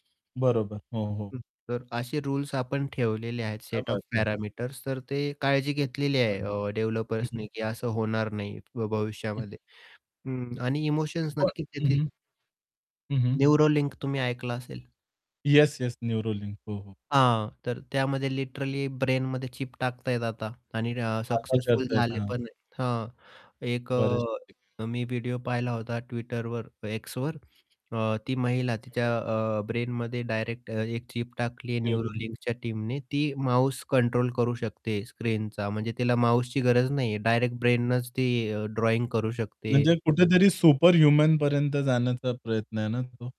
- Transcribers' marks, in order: other noise; other background noise; in English: "सेट ओएफ पॅरामीटर्स"; static; in Hindi: "क्या बात है"; in English: "डेव्हलपर्स"; in English: "ब्रेनमध्ये"; in English: "ब्रेनमध्ये"; in English: "टीमने"; in English: "ब्रेननच"
- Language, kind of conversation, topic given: Marathi, podcast, एआय आपल्या रोजच्या निर्णयांवर कसा परिणाम करेल?